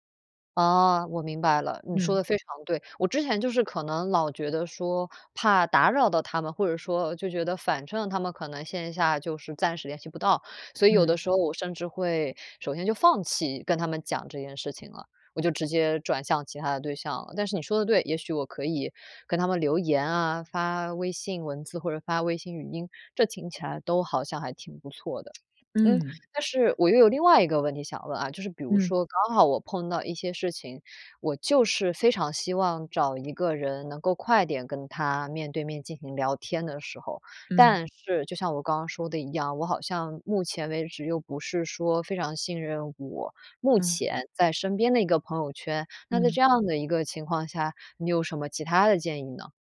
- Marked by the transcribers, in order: other background noise
- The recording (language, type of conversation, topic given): Chinese, advice, 我因为害怕被评判而不敢表达悲伤或焦虑，该怎么办？